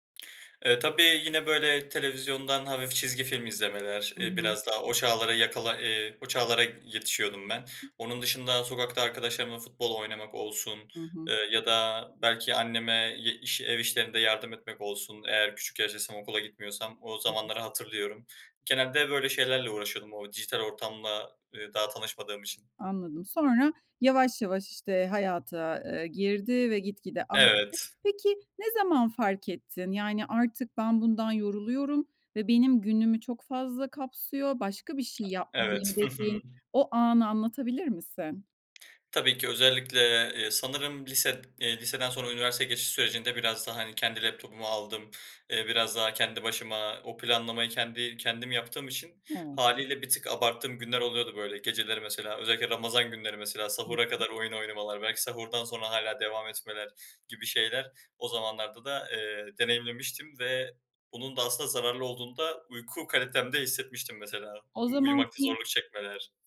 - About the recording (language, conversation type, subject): Turkish, podcast, Dijital dikkat dağıtıcılarla başa çıkmak için hangi pratik yöntemleri kullanıyorsun?
- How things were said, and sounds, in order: tapping; other background noise